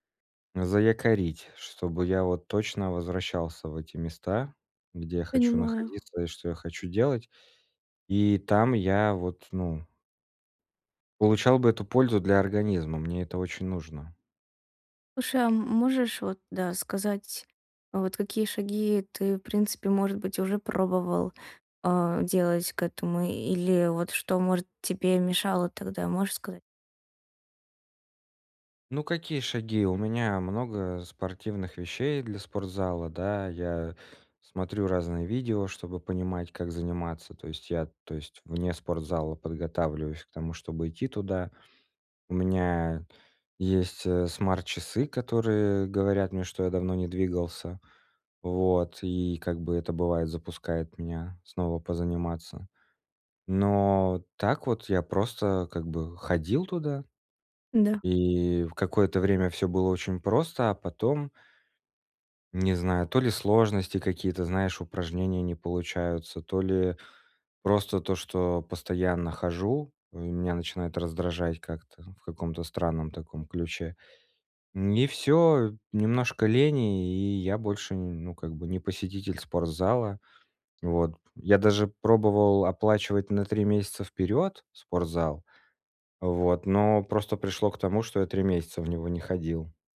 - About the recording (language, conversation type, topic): Russian, advice, Как поддерживать мотивацию и дисциплину, когда сложно сформировать устойчивую привычку надолго?
- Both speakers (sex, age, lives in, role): female, 20-24, Estonia, advisor; male, 35-39, Estonia, user
- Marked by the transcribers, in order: none